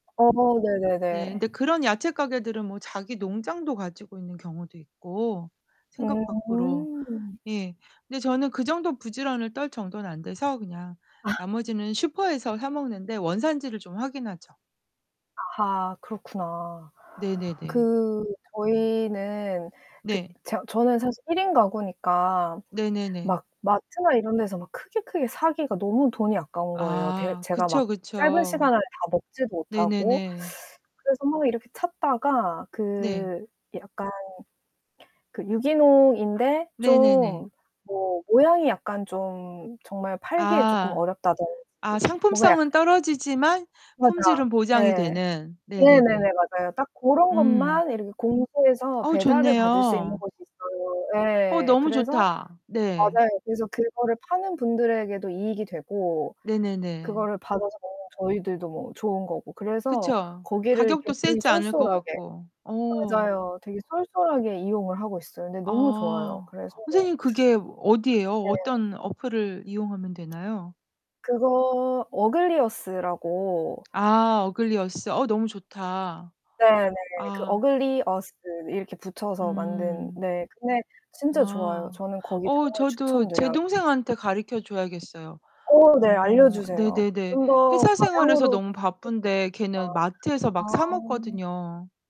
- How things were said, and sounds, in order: laughing while speaking: "아"; distorted speech; other background noise; teeth sucking; tapping; unintelligible speech
- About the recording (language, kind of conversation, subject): Korean, unstructured, 외식과 집밥 중 어느 쪽이 더 좋으세요?